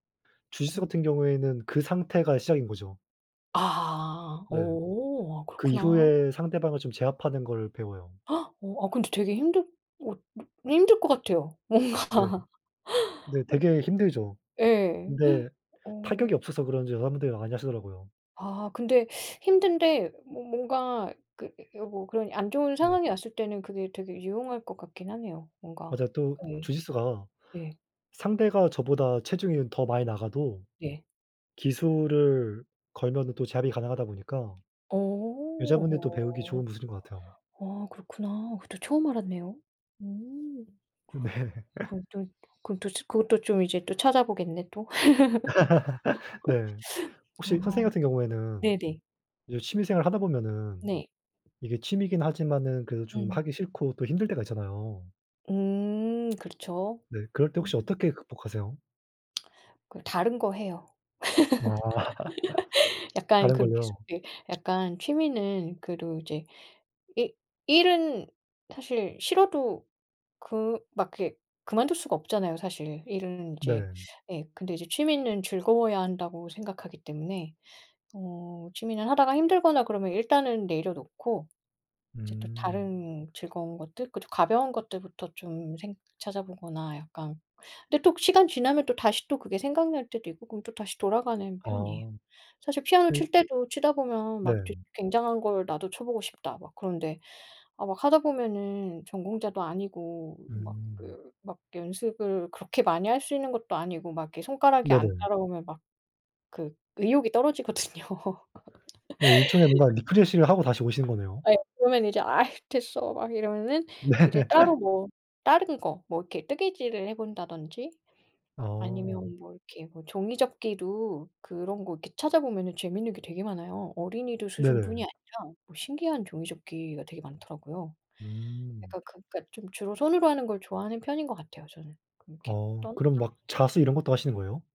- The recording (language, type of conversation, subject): Korean, unstructured, 취미를 하다가 가장 놀랐던 순간은 언제였나요?
- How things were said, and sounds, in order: tapping; gasp; laughing while speaking: "뭔가"; gasp; laugh; other background noise; laugh; laugh; tsk; laugh; laughing while speaking: "떨어지거든요"; laugh; laugh; unintelligible speech